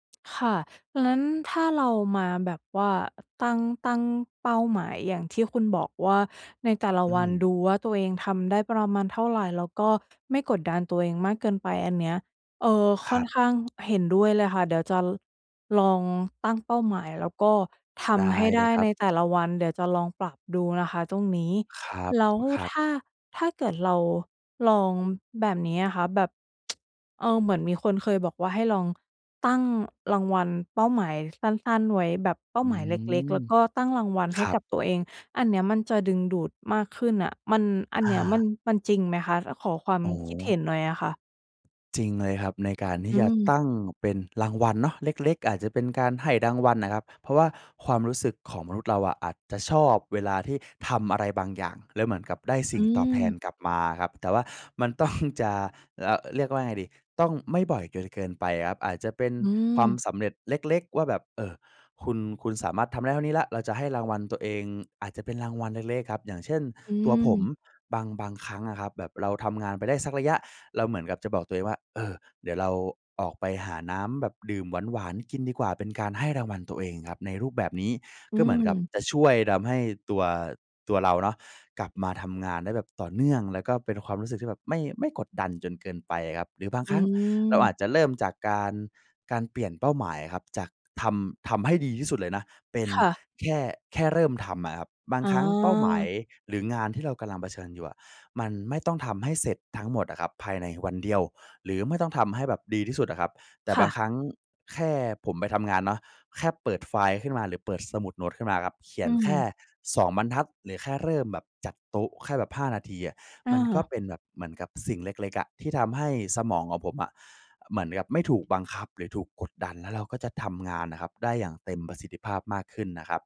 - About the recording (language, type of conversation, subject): Thai, advice, ฉันจะเลิกนิสัยผัดวันประกันพรุ่งและฝึกให้รับผิดชอบมากขึ้นได้อย่างไร?
- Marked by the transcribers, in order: other background noise; tsk; laughing while speaking: "ต้อง"